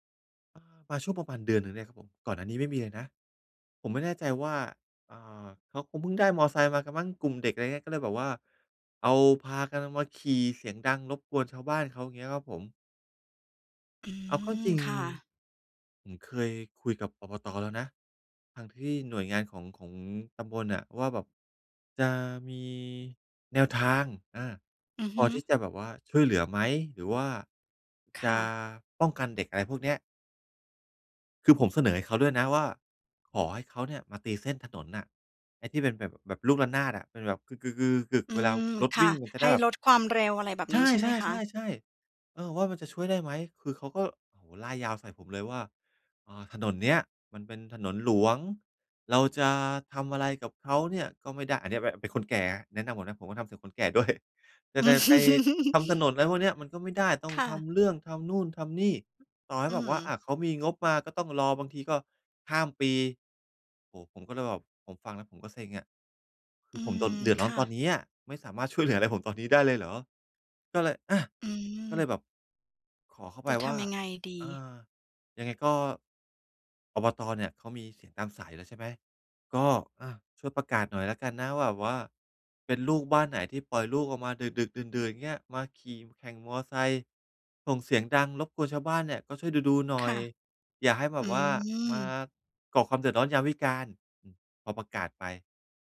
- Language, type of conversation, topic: Thai, advice, ทำอย่างไรให้ผ่อนคลายได้เมื่อพักอยู่บ้านแต่ยังรู้สึกเครียด?
- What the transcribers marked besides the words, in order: other background noise; chuckle; laughing while speaking: "ด้วย"; "แบบ" said as "แดบ"